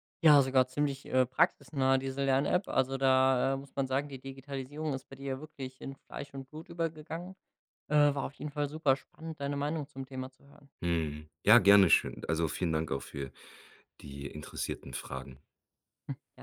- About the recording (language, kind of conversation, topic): German, podcast, Wie nutzt du Technik fürs lebenslange Lernen?
- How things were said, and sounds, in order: chuckle